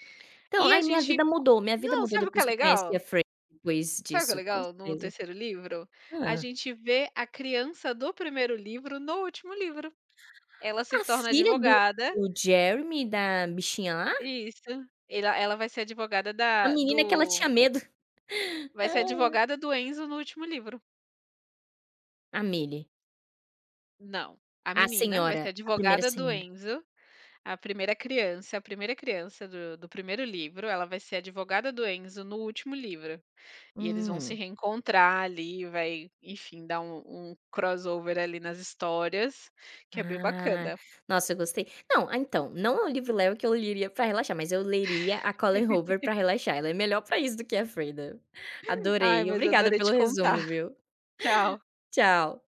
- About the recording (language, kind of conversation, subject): Portuguese, unstructured, Qual é a sua forma favorita de relaxar em casa?
- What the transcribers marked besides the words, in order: tapping; chuckle; in English: "crossover"; laugh; chuckle